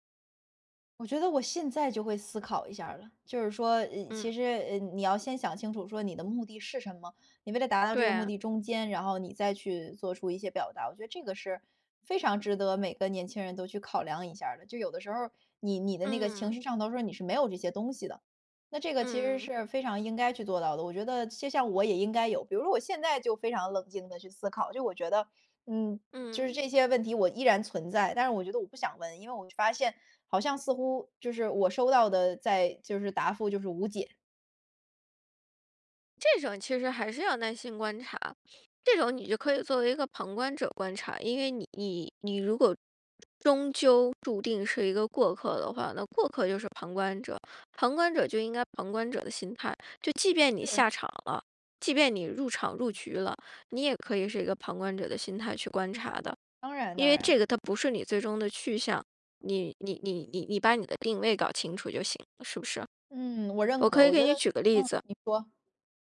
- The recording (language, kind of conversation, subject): Chinese, podcast, 怎么在工作场合表达不同意见而不失礼？
- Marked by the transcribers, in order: other background noise; inhale